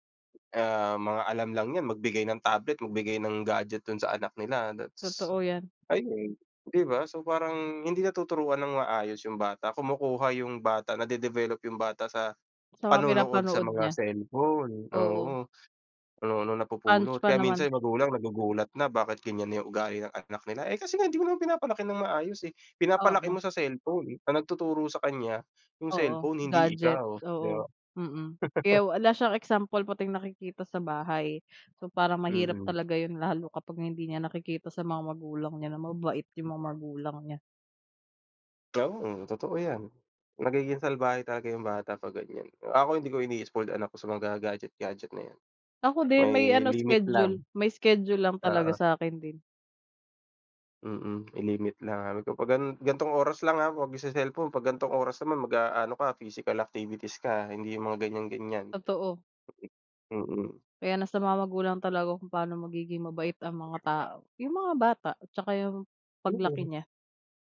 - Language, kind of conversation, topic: Filipino, unstructured, Paano mo ipinapakita ang kabutihan sa araw-araw?
- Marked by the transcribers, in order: chuckle; other noise; dog barking; in English: "physical activities"